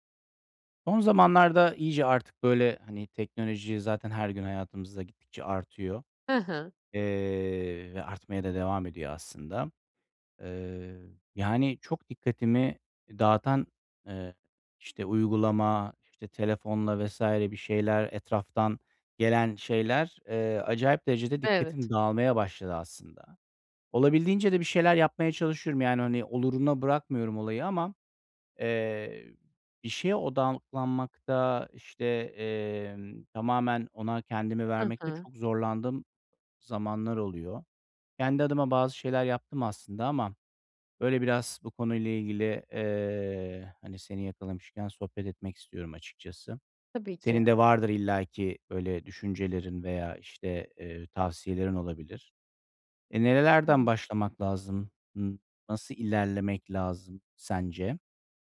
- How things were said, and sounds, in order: "odaklanmakta" said as "odağılanmakta"
- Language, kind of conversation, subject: Turkish, advice, Evde film izlerken veya müzik dinlerken teknolojinin dikkatimi dağıtmasını nasıl azaltıp daha rahat edebilirim?